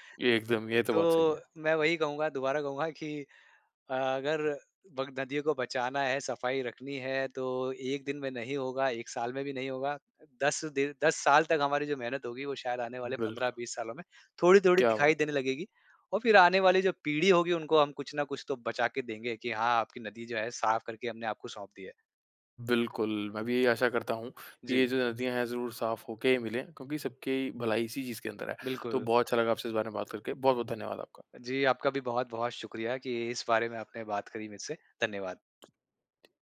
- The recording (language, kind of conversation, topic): Hindi, podcast, गंगा जैसी नदियों की सफाई के लिए सबसे जरूरी क्या है?
- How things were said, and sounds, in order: none